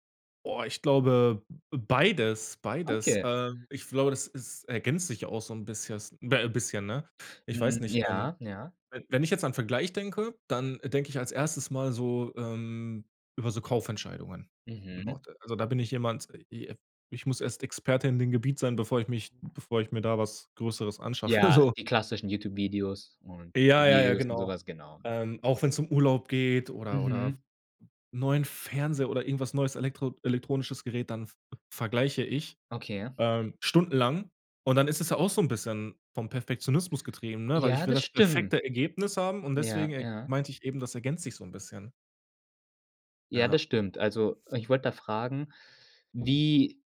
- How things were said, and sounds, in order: unintelligible speech; other background noise; laughing while speaking: "anschaffe"
- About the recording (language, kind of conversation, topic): German, podcast, Welche Rolle spielen Perfektionismus und der Vergleich mit anderen bei Entscheidungen?